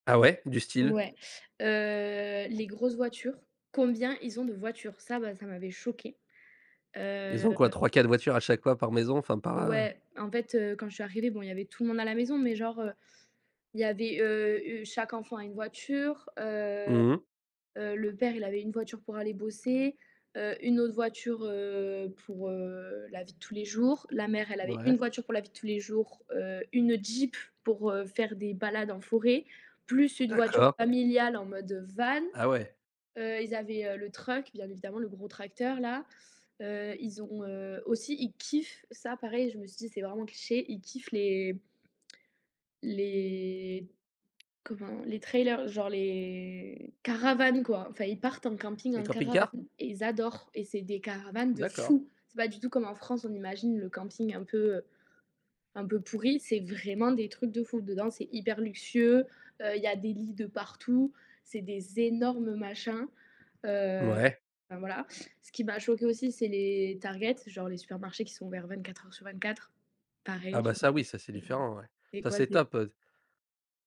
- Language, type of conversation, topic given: French, podcast, Peux-tu me parler d’une rencontre inoubliable que tu as faite en voyage ?
- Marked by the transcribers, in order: in English: "truck"; stressed: "kiffent"; drawn out: "les"; in English: "trailers"; drawn out: "les"; stressed: "fou"; stressed: "énormes"